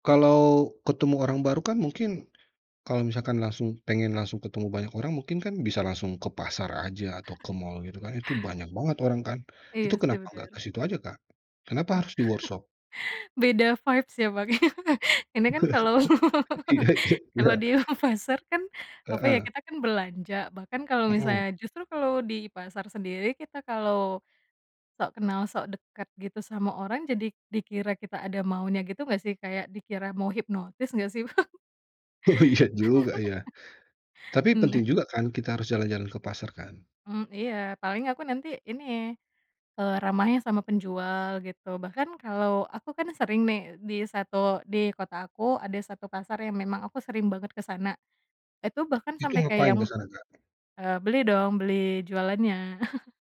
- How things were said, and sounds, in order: chuckle; in English: "workshop?"; in English: "vibes"; laughing while speaking: "ya"; laughing while speaking: "kalau"; laugh; laughing while speaking: "dia"; laugh; laughing while speaking: "Iya iya iya"; laughing while speaking: "Bang?"; laughing while speaking: "Oh, iya"; laugh; other background noise; chuckle
- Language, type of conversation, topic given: Indonesian, podcast, Bagaimana proses kamu membangun kebiasaan kreatif baru?